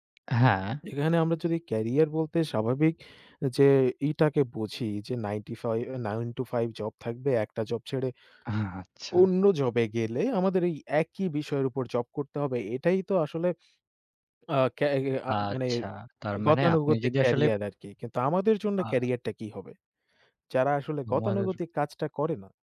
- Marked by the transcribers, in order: tapping; unintelligible speech
- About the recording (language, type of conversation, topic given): Bengali, unstructured, ক্যারিয়ারে সফল হতে সবচেয়ে জরুরি বিষয়টি কী?